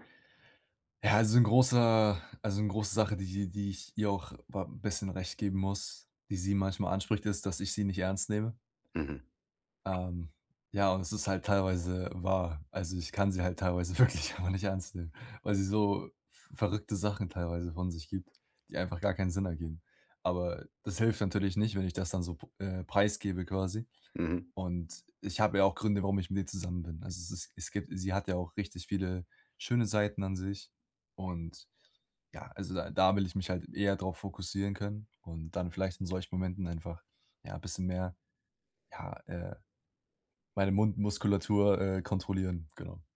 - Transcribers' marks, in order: laughing while speaking: "wirklich einfach nicht"
- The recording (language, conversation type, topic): German, advice, Wie kann ich während eines Streits in meiner Beziehung gesunde Grenzen setzen und dabei respektvoll bleiben?